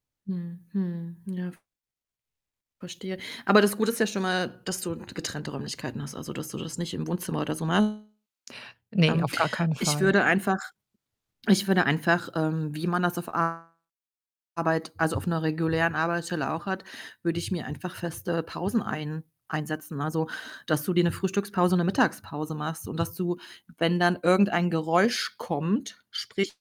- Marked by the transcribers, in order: other background noise; distorted speech; tapping
- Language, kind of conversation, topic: German, advice, Welche Schwierigkeiten hast du dabei, deine Arbeitszeit und Pausen selbst zu regulieren?